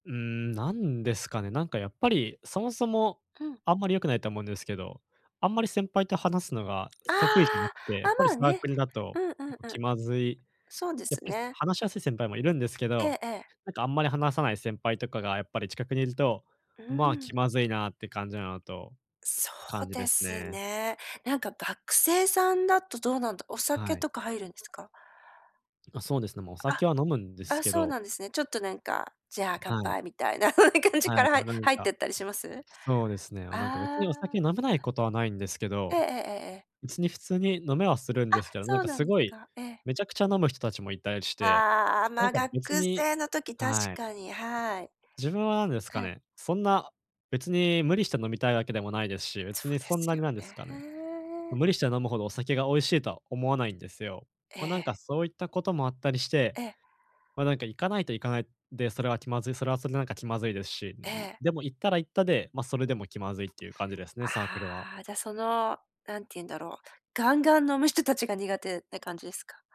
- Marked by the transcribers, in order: other noise; laugh; laughing while speaking: "感じから"; unintelligible speech
- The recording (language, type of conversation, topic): Japanese, advice, パーティーで気まずさを感じたとき、どう乗り越えればいいですか？